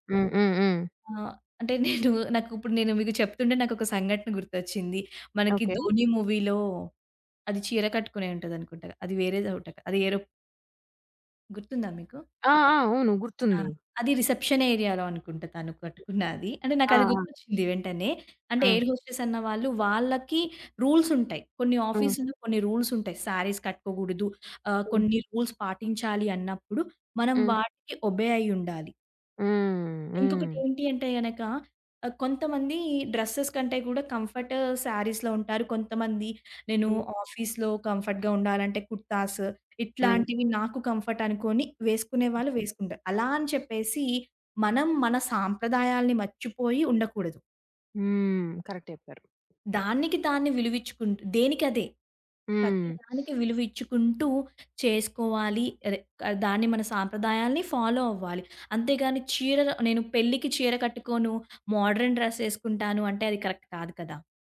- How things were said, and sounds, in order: chuckle; in English: "రిసెప్షన్ ఏరియా‌లో"; other background noise; in English: "ఎయిర్ హోస్టెస్"; in English: "రూల్స్"; in English: "రూల్స్"; in English: "శారీస్"; in English: "రూల్స్"; in English: "ఒబే"; in English: "డ్రెసెస్"; in English: "కంఫర్ట్ శారీస్‌లో"; in English: "ఆఫీస్‌లో కంఫర్ట్‌గా"; in English: "కంఫర్ట్"; tapping; in English: "కరెక్ట్"; sniff; in English: "ఫాలో"; in English: "మాడ్రన్ డ్రెస్"; in English: "కరెక్ట్"
- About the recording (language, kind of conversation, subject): Telugu, podcast, మీకు శారీ లేదా కుర్తా వంటి సాంప్రదాయ దుస్తులు వేసుకుంటే మీ మనసులో ఎలాంటి భావాలు కలుగుతాయి?